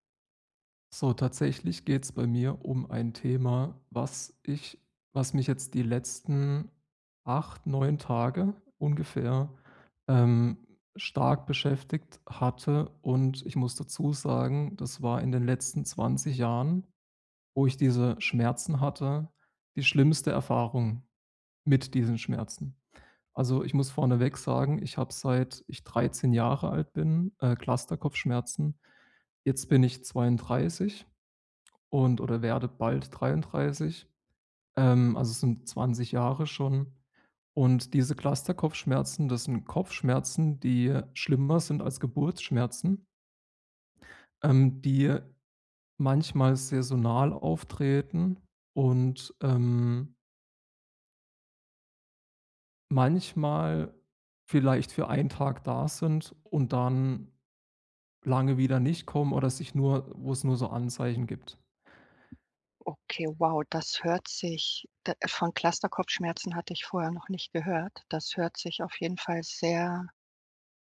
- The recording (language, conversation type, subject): German, advice, Wie kann ich besser mit Schmerzen und ständiger Erschöpfung umgehen?
- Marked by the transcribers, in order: tapping